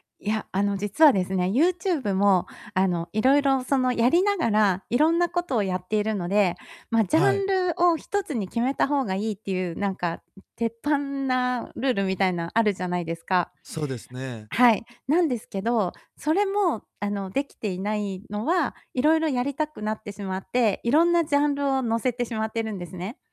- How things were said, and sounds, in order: none
- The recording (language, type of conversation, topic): Japanese, advice, 小さな失敗ですぐ諦めてしまうのですが、どうすれば続けられますか？